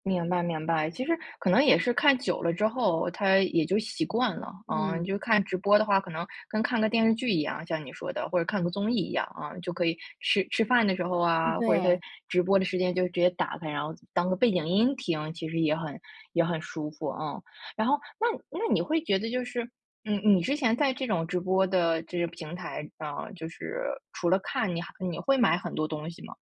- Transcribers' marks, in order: none
- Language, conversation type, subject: Chinese, podcast, 网红带货成功的关键是什么？